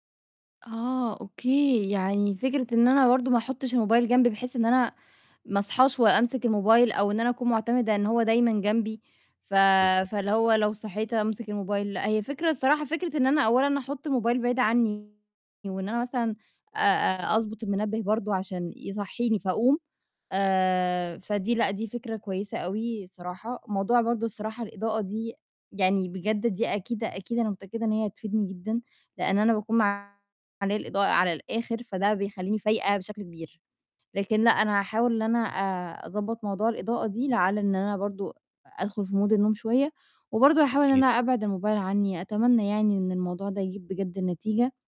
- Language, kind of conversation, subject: Arabic, advice, إيه اللي مصعّب عليك تقلّل استخدام الموبايل قبل النوم؟
- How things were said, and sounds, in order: distorted speech; in English: "Mood"